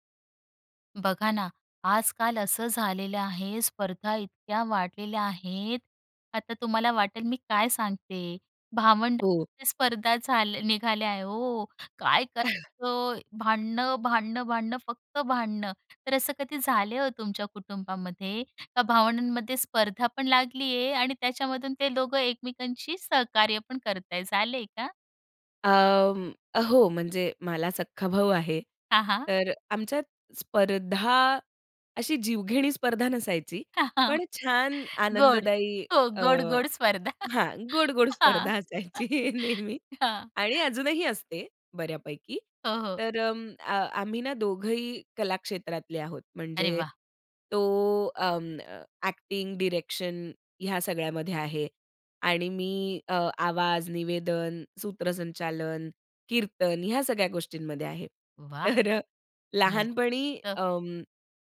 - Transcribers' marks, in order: cough; other background noise; chuckle; laughing while speaking: "गोड. हो गोड-गोड स्पर्धा. हां. हां"; laughing while speaking: "असायची नेहमी"; chuckle; in English: "ॲक्टिंग"; tapping; laughing while speaking: "तर"
- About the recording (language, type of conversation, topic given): Marathi, podcast, भावंडांमध्ये स्पर्धा आणि सहकार्य कसं होतं?